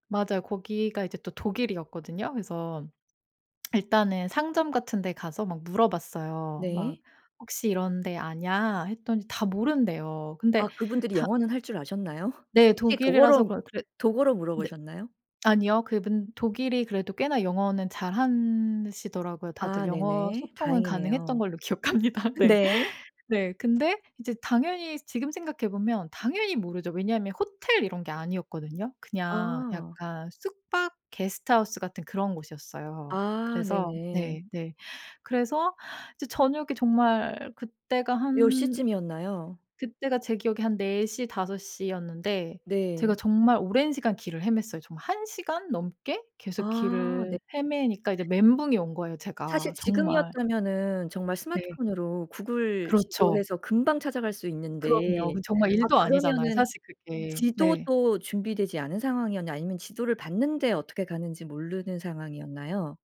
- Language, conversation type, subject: Korean, podcast, 여행 중 가장 큰 실수는 뭐였어?
- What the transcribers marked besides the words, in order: lip smack; laugh; laughing while speaking: "기억합니다. 네"; other background noise